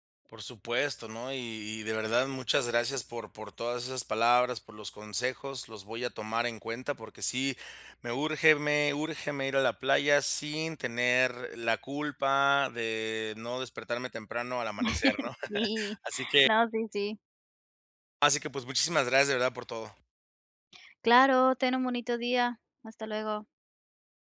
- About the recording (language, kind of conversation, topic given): Spanish, advice, ¿Cómo puedo manejar el estrés durante celebraciones y vacaciones?
- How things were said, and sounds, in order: chuckle